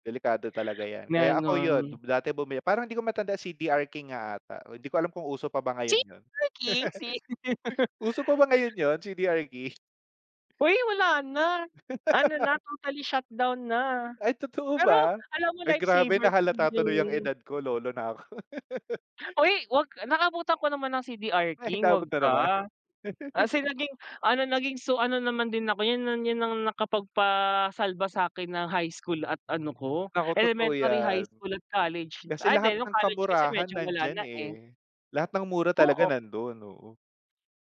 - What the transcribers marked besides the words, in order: laugh; chuckle; laugh; tapping; unintelligible speech; laughing while speaking: "ako"; laughing while speaking: "Ay inabot na naman"; chuckle
- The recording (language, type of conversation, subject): Filipino, unstructured, Ano ang pumapasok sa isip mo kapag may utang kang kailangan nang bayaran?